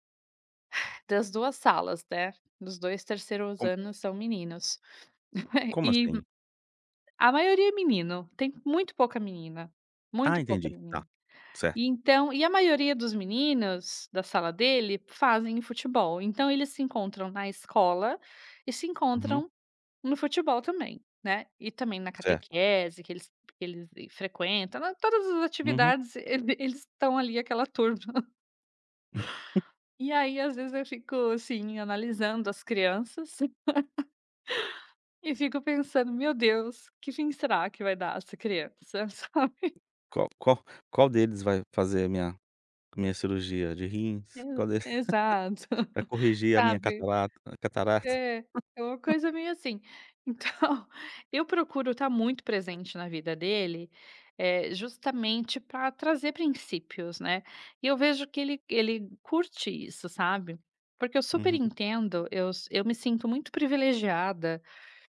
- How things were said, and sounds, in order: exhale; chuckle; tapping; chuckle; laugh; laughing while speaking: "e fico pensando: Meu Deus … essa criança, sabe"; other background noise; laughing while speaking: "E exato"; laughing while speaking: "é uma coisa bem assim, então"
- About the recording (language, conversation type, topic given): Portuguese, podcast, Como você equilibra o trabalho e o tempo com os filhos?